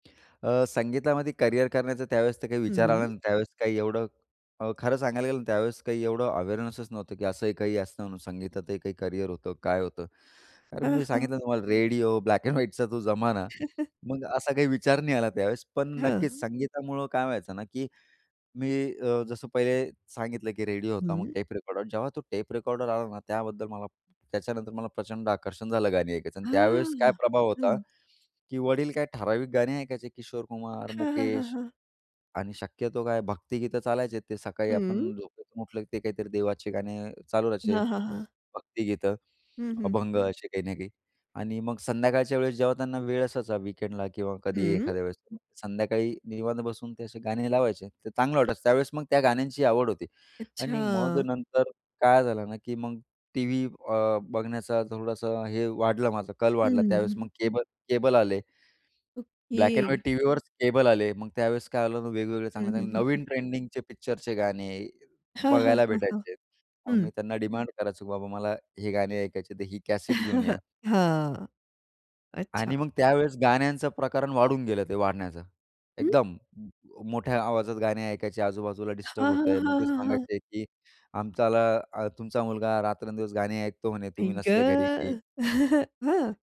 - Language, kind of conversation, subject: Marathi, podcast, ज्याने तुम्हाला संगीताकडे ओढले, त्याचा तुमच्यावर नेमका काय प्रभाव पडला?
- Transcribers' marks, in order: in English: "अवेअरनेसच"; laugh; tapping; in English: "विकेंडला"; drawn out: "अच्छा!"; laugh; put-on voice: "आई ग!"; laugh